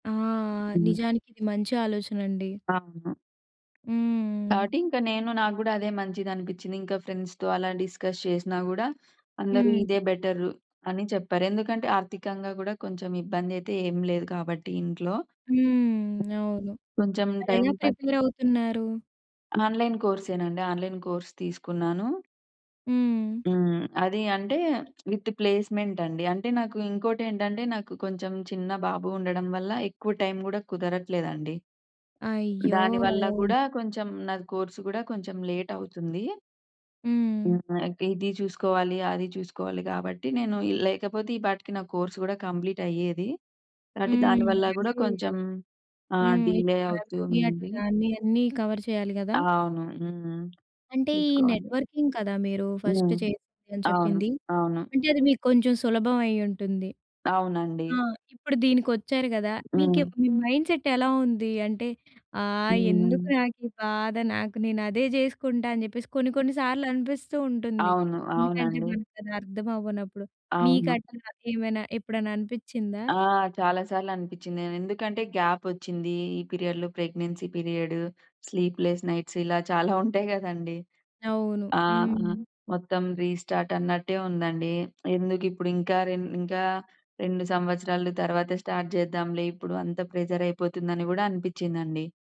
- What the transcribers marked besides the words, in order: other background noise; in English: "ఫ్రెండ్స్‌తో"; in English: "డిస్కస్"; in English: "బెటర్"; tapping; in English: "ప్రిపేర్"; in English: "ఆన్‌లైన్"; in English: "ఆన్‌లైన్ కోర్స్"; in English: "విత్ ప్లేస్‌మెంట్"; drawn out: "అయ్యో!"; in English: "లేట్"; in English: "కోర్స్"; in English: "కంప్లీట్"; in English: "ఫ్యామిలీని"; in English: "డిలే"; in English: "కవర్"; in English: "నెట్‌వ‌ర్కింగ్"; in English: "ఫస్ట్"; in English: "మైండ్‌సెట్"; in English: "పీరియడ్‌లో ప్రెగ్నెన్సీ"; in English: "స్లీప్‌లెస్ నైట్స్"; in English: "రీస్టార్ట్"; in English: "స్టార్ట్"; in English: "ప్రెషర్"
- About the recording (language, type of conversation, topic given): Telugu, podcast, పాత ఉద్యోగాన్ని వదిలి కొత్త ఉద్యోగానికి మీరు ఎలా సిద్ధమయ్యారు?